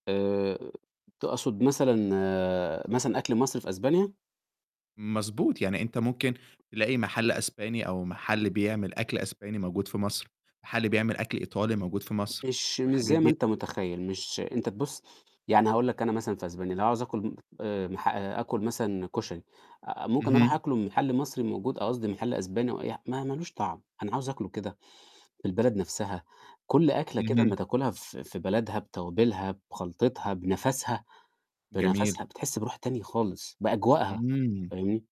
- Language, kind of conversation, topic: Arabic, podcast, ايه أهم الدروس اللي اتعلمتها من السفر لحد دلوقتي؟
- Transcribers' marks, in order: tapping; unintelligible speech